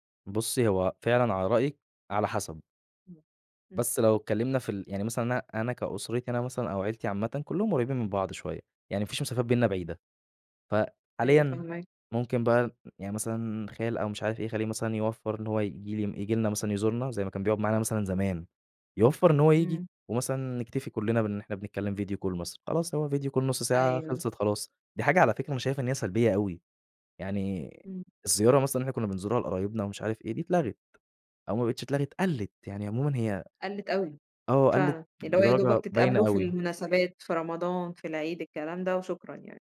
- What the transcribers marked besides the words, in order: in English: "Video Call"; in English: "Video Call"
- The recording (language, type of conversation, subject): Arabic, podcast, ازاي التكنولوجيا غيّرت روتينك اليومي؟